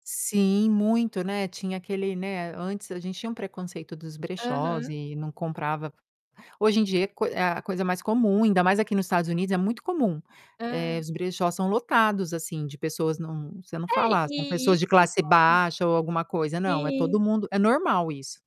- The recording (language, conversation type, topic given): Portuguese, podcast, Qual é o papel das roupas na sua autoestima?
- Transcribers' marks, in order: other background noise; distorted speech; unintelligible speech